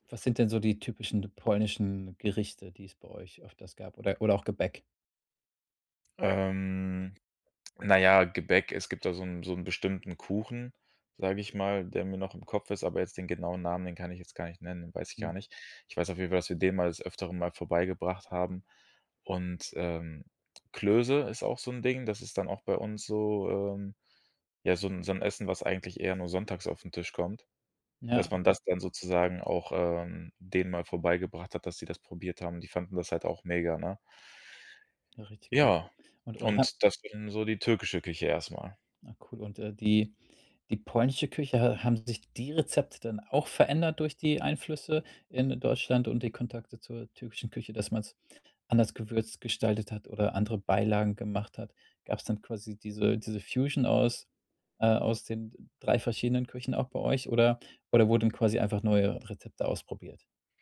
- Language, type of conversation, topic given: German, podcast, Wie hat Migration eure Familienrezepte verändert?
- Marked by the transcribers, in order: drawn out: "Ähm"; other background noise; other noise; put-on voice: "Fusion"